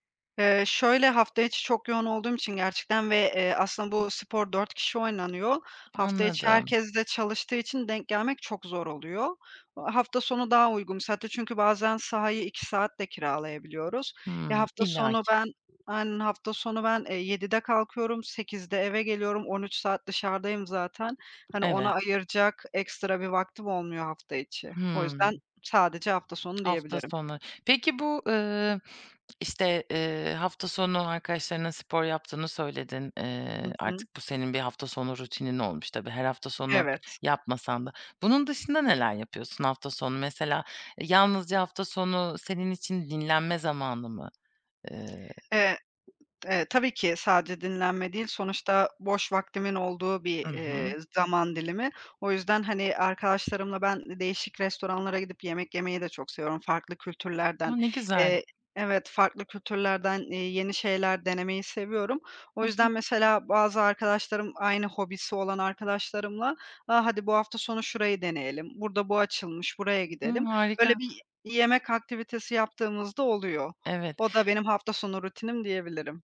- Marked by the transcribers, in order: other background noise; tapping
- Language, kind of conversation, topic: Turkish, podcast, Hafta içi ve hafta sonu rutinlerin nasıl farklılaşıyor?
- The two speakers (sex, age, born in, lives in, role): female, 30-34, Turkey, Germany, host; female, 30-34, Turkey, Spain, guest